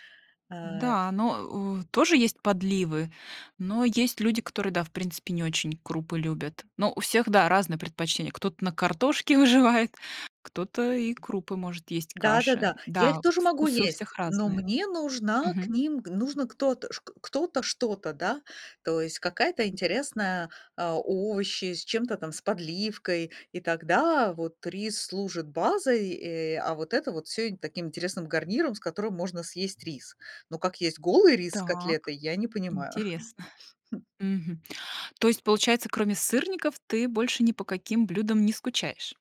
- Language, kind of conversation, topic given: Russian, podcast, Как миграция повлияла на еду и кулинарные привычки в вашей семье?
- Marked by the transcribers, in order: laughing while speaking: "выживает"; other background noise; chuckle